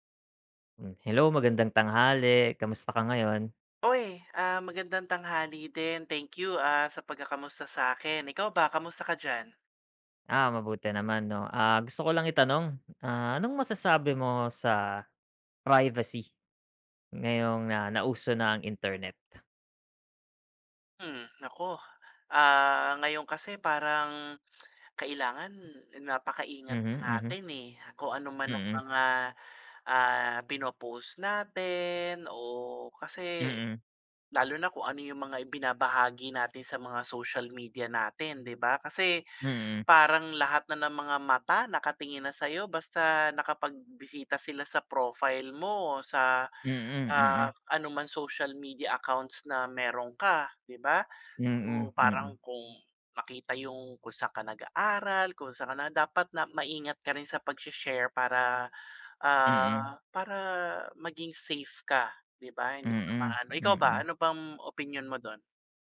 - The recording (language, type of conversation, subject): Filipino, unstructured, Ano ang masasabi mo tungkol sa pagkapribado sa panahon ng internet?
- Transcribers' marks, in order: none